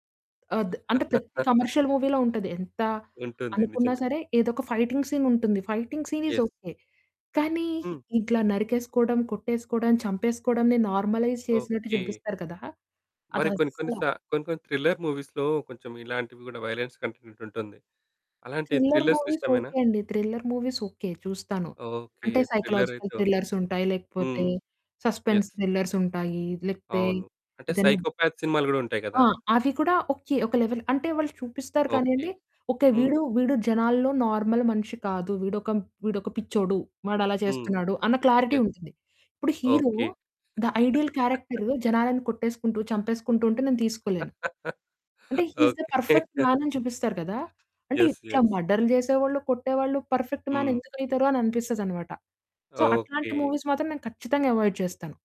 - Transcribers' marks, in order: laugh; in English: "కమర్షియల్ మూవీలో"; in English: "ఫైటింగ్ సీన్"; in English: "ఫైటింగ్ సీన్ ఈస్ ఓకే"; in English: "ఎస్"; in English: "నార్మలైజ్"; in English: "థ్రిల్లర్ మూవీస్‌లో"; in English: "వయొలెన్స్ కంటెంట్"; in English: "థ్రిల్లర్స్"; in English: "థ్రిల్లర్ మూవీస్ ఓకే"; in English: "థ్రిల్లర్ మూవీస్ ఓకే"; in English: "థ్రిల్లర్"; in English: "సైకలాజికల్"; in English: "యెస్"; in English: "సస్పెన్స్"; in English: "సైకోపాత్"; in English: "లెవెల్"; in English: "నార్మల్"; in English: "క్లారిటీ"; in English: "హీరో ద ఐడియల్ క్యారెక్టర్"; laugh; in English: "హి ఈస్ ద పర్ఫెక్ట్ మ్యాన్"; laughing while speaking: "ఓకే"; in English: "ఎస్. ఎస్"; in English: "పర్ఫెక్ట్ మ్యాన్"; in English: "సో"; in English: "మూవీస్"; in English: "అవాయిడ్"
- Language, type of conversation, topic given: Telugu, podcast, కాలక్రమంలో సినిమాల పట్ల మీ అభిరుచి ఎలా మారింది?